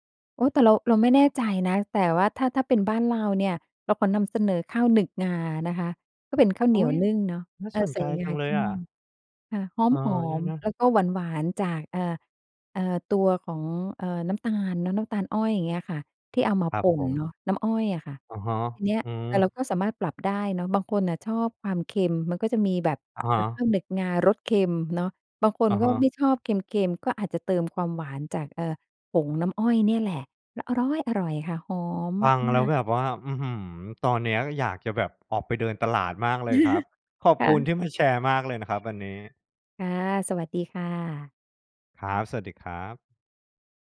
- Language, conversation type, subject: Thai, podcast, ตลาดสดใกล้บ้านของคุณมีเสน่ห์อย่างไร?
- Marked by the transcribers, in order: chuckle